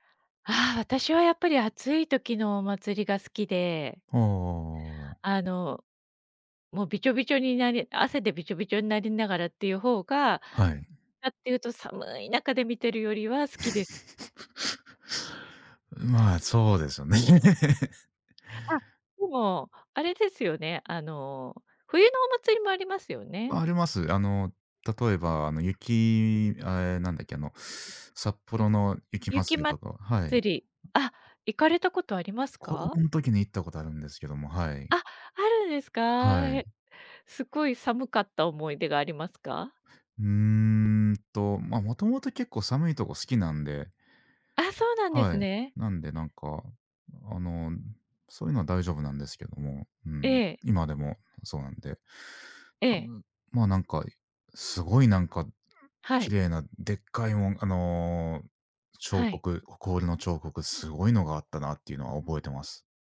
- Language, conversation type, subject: Japanese, unstructured, お祭りに行くと、どんな気持ちになりますか？
- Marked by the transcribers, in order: chuckle; laugh; other background noise